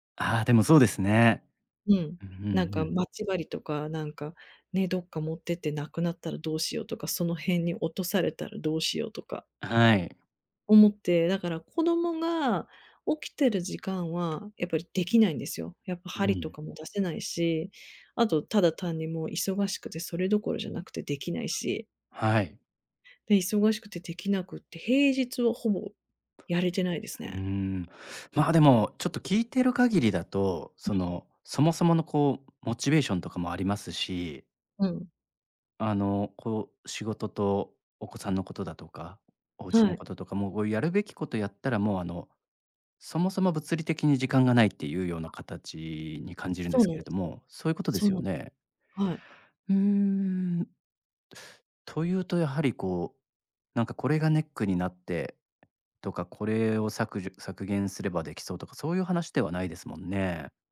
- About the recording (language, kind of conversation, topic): Japanese, advice, 日常の忙しさで創作の時間を確保できない
- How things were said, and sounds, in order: unintelligible speech; unintelligible speech